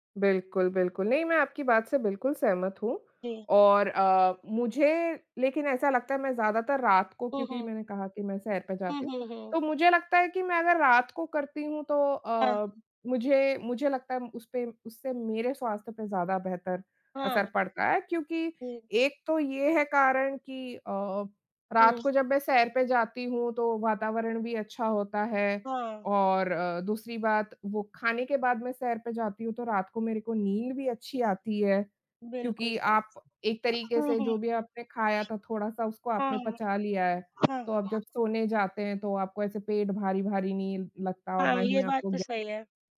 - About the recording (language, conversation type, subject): Hindi, unstructured, सुबह की सैर या शाम की सैर में से आपके लिए कौन सा समय बेहतर है?
- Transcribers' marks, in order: other background noise; unintelligible speech